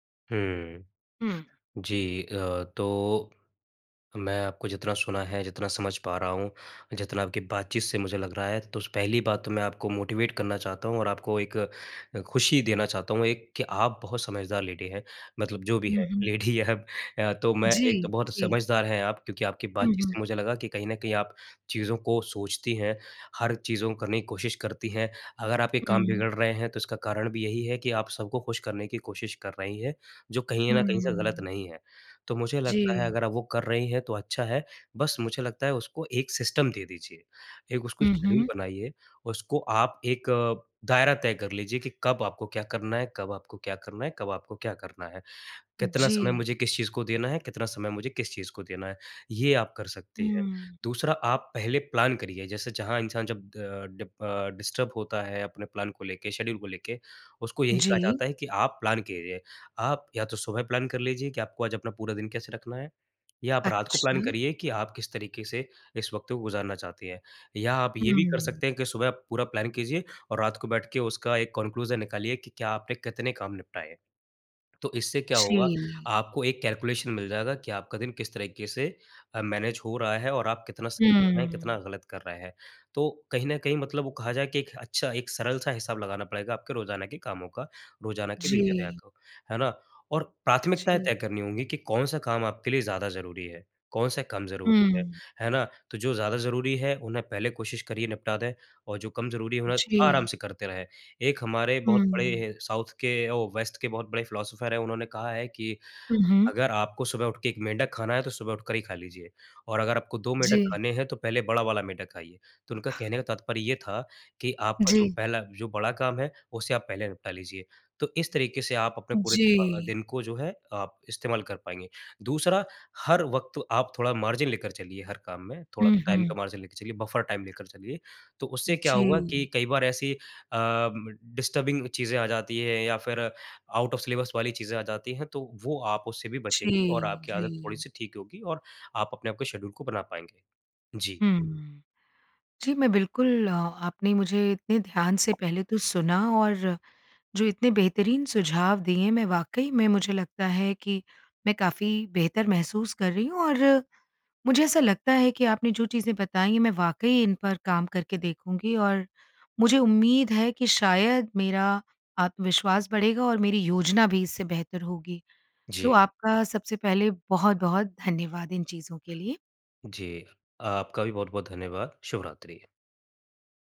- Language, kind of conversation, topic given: Hindi, advice, दिनचर्या की खराब योजना के कारण आप हमेशा जल्दी में क्यों रहते हैं?
- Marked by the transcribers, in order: in English: "मोटिवेट"; in English: "लेडी"; in English: "लेडी"; joyful: "लेडी"; in English: "सिस्टम"; in English: "शेड्यूल"; in English: "प्लान"; in English: "डिस्टर्ब"; in English: "प्लान"; in English: "शेड्यूल"; in English: "प्लान"; "कीजिए" said as "केरिये"; in English: "प्लान"; in English: "प्लान"; in English: "प्लान"; in English: "कन्क्लूजन"; in English: "कैलकुलेशन"; in English: "मैनेज"; in English: "साउथ"; in English: "वेस्ट"; in English: "फिलॉसफर"; other noise; unintelligible speech; in English: "मार्जिन"; in English: "टाइम"; in English: "मार्जिन"; in English: "बफर टाइम"; in English: "डिस्टर्बिंग"; in English: "आउट ऑफ सिलेबस"; in English: "शेड्यूल"; tapping